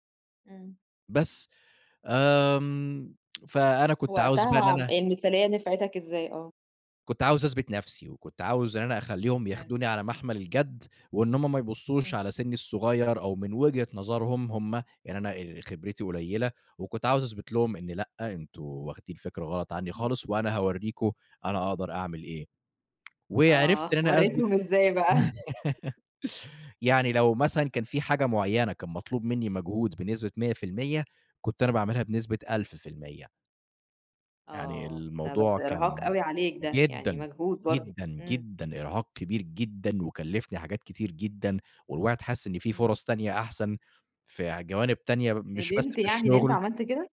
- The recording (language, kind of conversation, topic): Arabic, podcast, إزاي تتعامل مع الفشل وإنت بتتعلم حاجة جديدة، بشكل عملي؟
- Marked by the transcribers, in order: other background noise; tapping; laugh